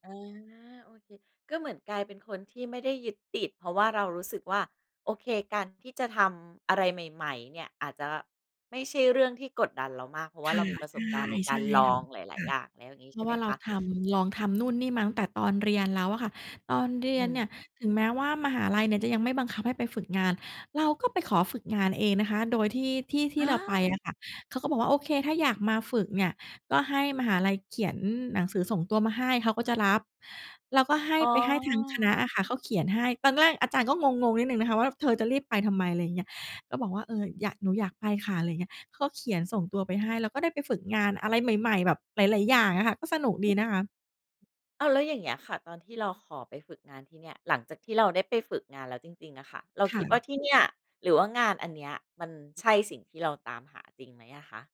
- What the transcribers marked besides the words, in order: tapping; other noise
- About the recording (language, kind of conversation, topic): Thai, podcast, คุณวัดความสำเร็จในชีวิตยังไงบ้าง?